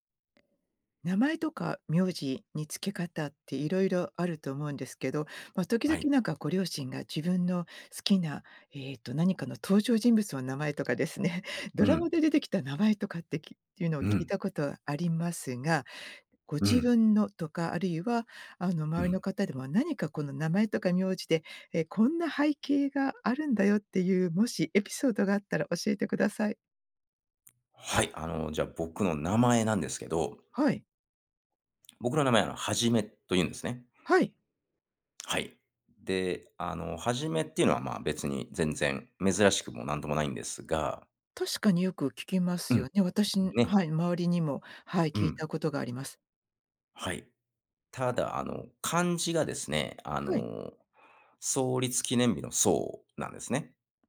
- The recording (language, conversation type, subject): Japanese, podcast, 名前や苗字にまつわる話を教えてくれますか？
- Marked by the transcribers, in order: tapping; other background noise